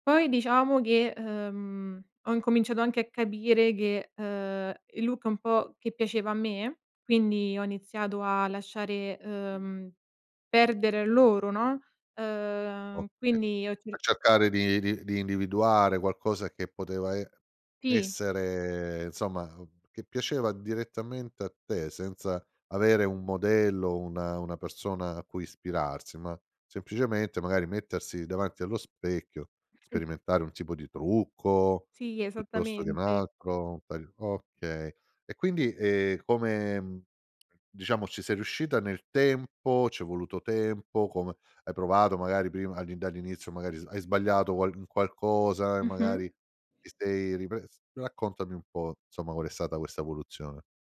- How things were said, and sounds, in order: other background noise; "insomma" said as "nsomma"
- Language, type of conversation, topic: Italian, podcast, Raccontami un cambiamento di look che ha migliorato la tua autostima?